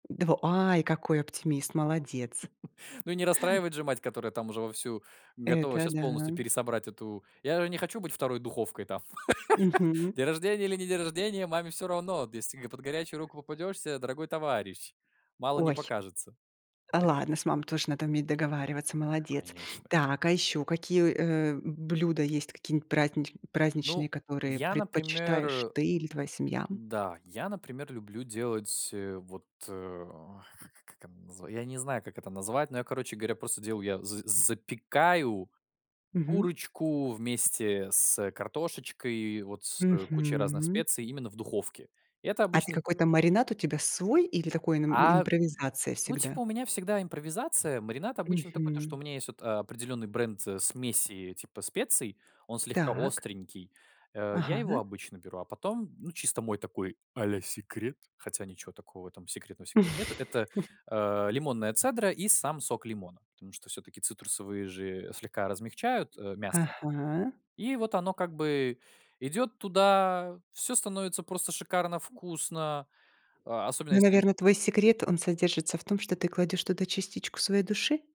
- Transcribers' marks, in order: chuckle; laugh; chuckle; put-on voice: "а-ля секрет"; chuckle; other background noise; tapping
- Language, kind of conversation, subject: Russian, podcast, Какие блюда в вашей семье связаны с праздниками и обычаями?